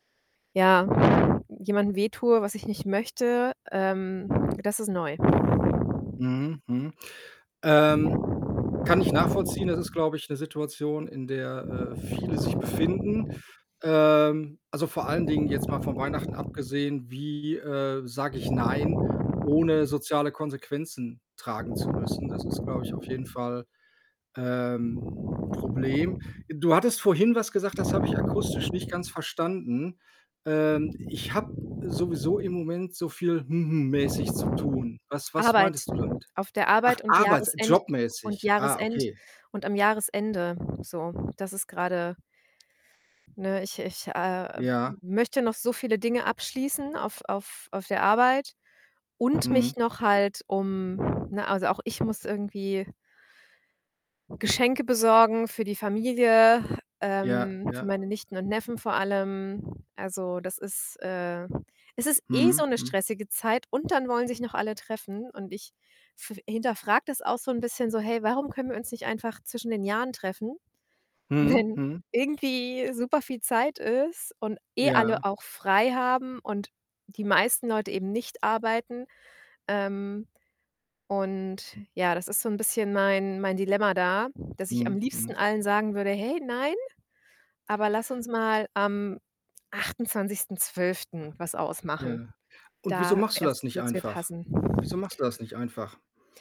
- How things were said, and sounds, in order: wind; other background noise; surprised: "Ach, arbeits"; stressed: "eh"; static; laughing while speaking: "wenn"; put-on voice: "Hey, nein"
- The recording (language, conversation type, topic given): German, advice, Wie kann ich Einladungen höflich ablehnen, ohne Freundschaften zu belasten?